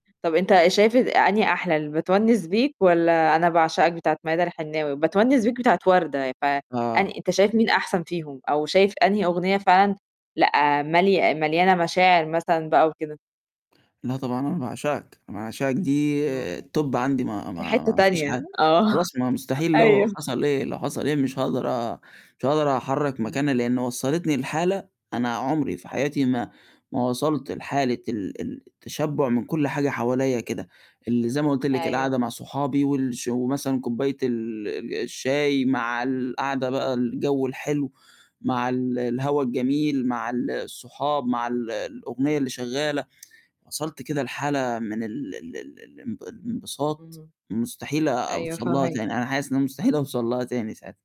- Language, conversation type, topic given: Arabic, podcast, إيه الأغنية اللي سمعتها مع صحابك ولسه فاكرها لحد دلوقتي؟
- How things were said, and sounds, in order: in English: "الTop"; laughing while speaking: "آه، أيوه"; tsk